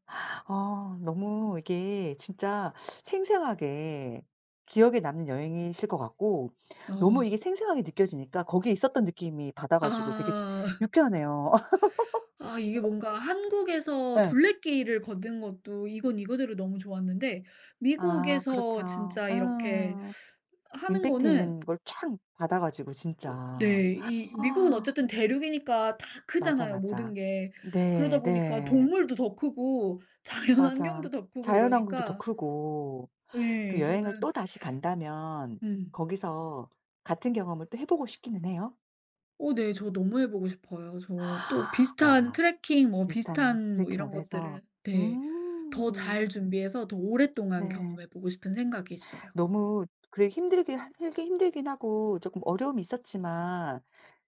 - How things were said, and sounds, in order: laugh; laugh; other background noise; tapping; gasp; gasp
- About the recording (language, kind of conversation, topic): Korean, podcast, 가장 기억에 남는 여행 이야기를 들려주실 수 있나요?